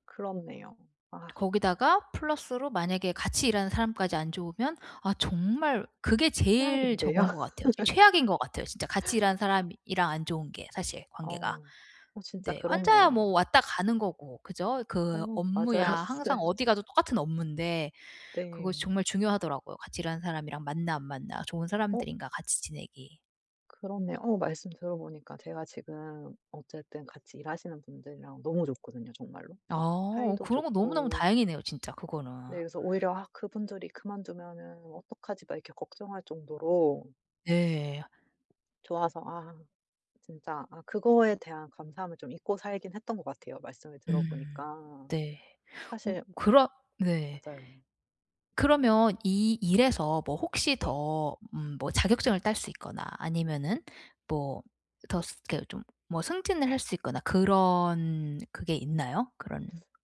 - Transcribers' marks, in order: tapping; laughing while speaking: "최악인데요?"; laugh; laughing while speaking: "맞아요"
- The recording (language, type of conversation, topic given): Korean, advice, 반복적인 업무 때문에 동기가 떨어질 때, 어떻게 일에서 의미를 찾을 수 있을까요?